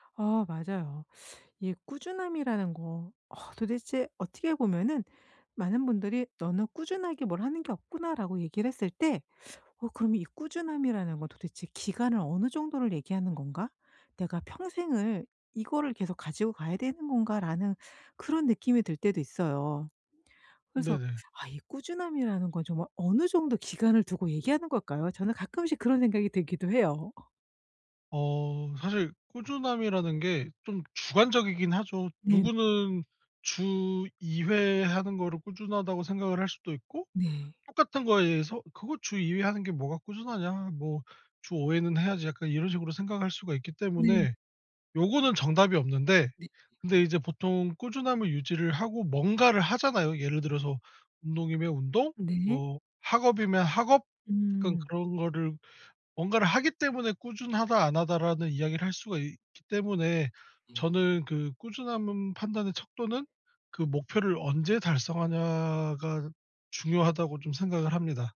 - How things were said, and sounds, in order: other background noise; tapping
- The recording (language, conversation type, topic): Korean, podcast, 요즘 꾸준함을 유지하는 데 도움이 되는 팁이 있을까요?